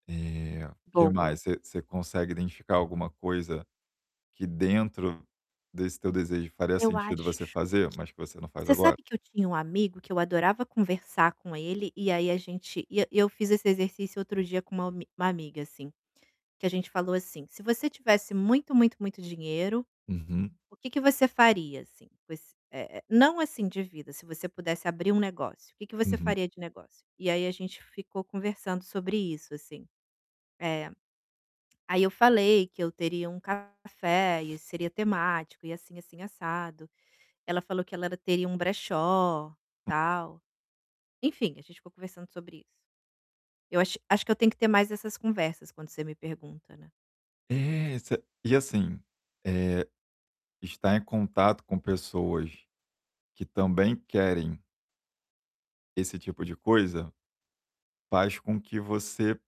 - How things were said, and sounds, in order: distorted speech; static; tapping
- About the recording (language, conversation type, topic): Portuguese, advice, Como posso encontrar fontes constantes de inspiração para as minhas ideias?